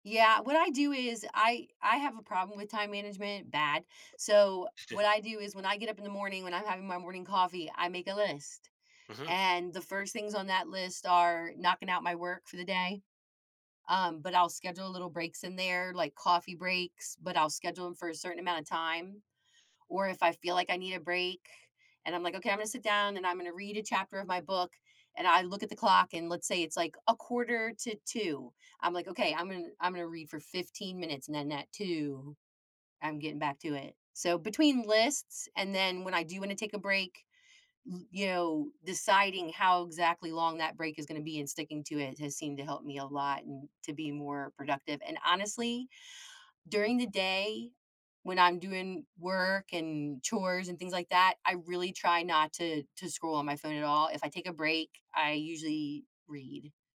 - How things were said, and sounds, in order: tapping; other background noise; chuckle
- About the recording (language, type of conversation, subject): English, unstructured, What are some everyday routines that make it harder to use our time well?
- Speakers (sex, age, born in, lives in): female, 50-54, United States, United States; male, 40-44, United States, United States